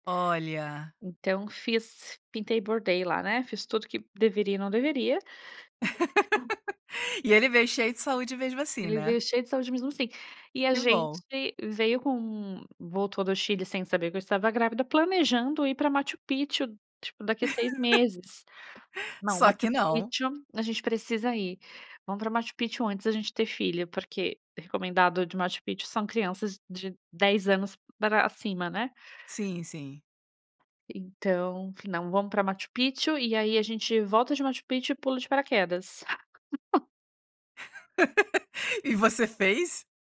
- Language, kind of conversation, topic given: Portuguese, podcast, Como decidir se é melhor ter filhos agora ou mais adiante?
- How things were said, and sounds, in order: laugh; tapping; laugh; laugh